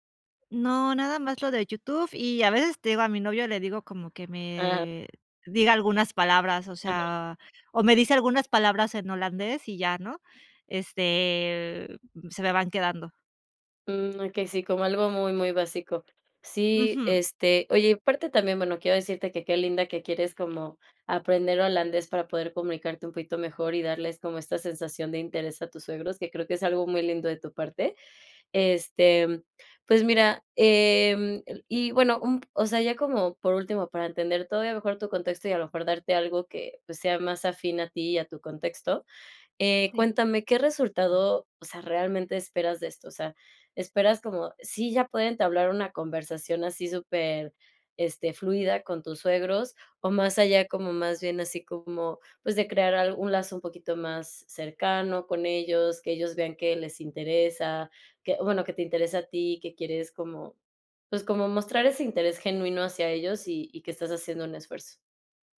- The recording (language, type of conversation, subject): Spanish, advice, ¿Cómo puede la barrera del idioma dificultar mi comunicación y la generación de confianza?
- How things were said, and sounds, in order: other background noise